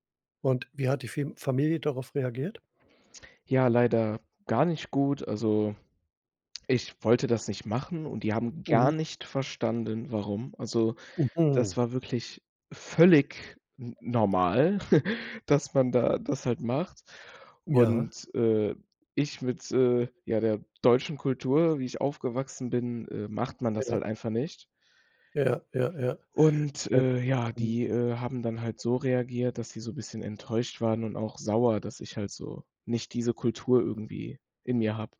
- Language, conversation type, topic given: German, podcast, Hast du dich schon einmal kulturell fehl am Platz gefühlt?
- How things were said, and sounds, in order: tsk; stressed: "gar"; stressed: "völlig"; other background noise; chuckle